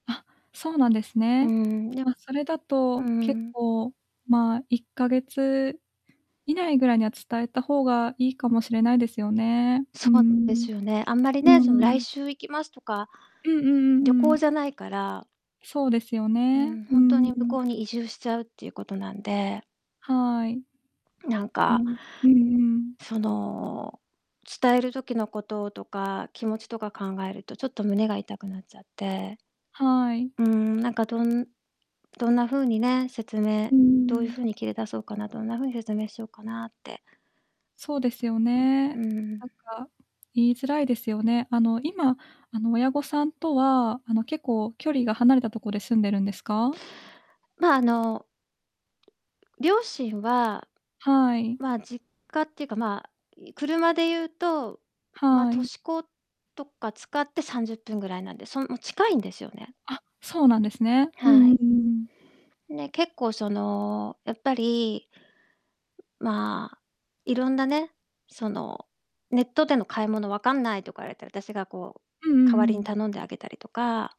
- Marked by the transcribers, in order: distorted speech; tapping; other background noise
- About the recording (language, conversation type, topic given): Japanese, advice, 友人や家族に別れをどのように説明すればよいか悩んでいるのですが、どう伝えるのがよいですか？